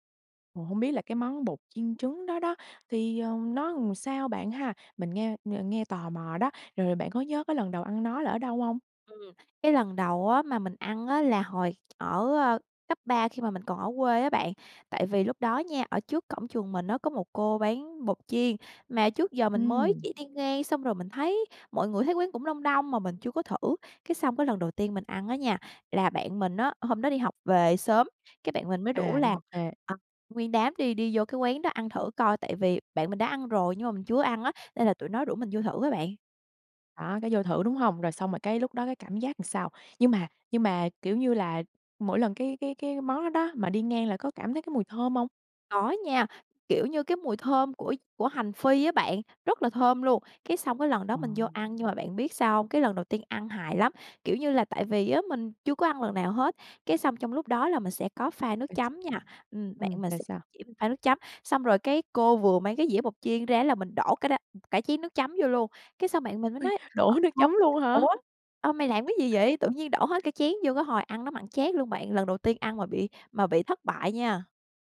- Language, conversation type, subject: Vietnamese, podcast, Món ăn đường phố bạn thích nhất là gì, và vì sao?
- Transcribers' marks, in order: tapping; "làm" said as "àm"; "làm" said as "àm"; unintelligible speech; unintelligible speech; other background noise